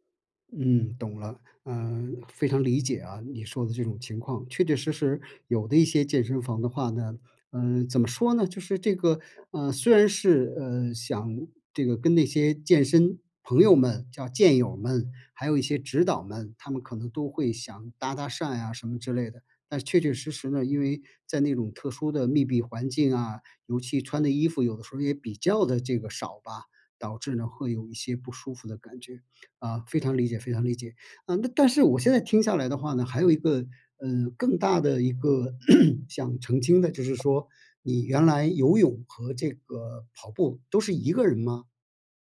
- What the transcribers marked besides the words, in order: throat clearing
- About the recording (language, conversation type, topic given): Chinese, advice, 在健身房时我总会感到害羞或社交焦虑，该怎么办？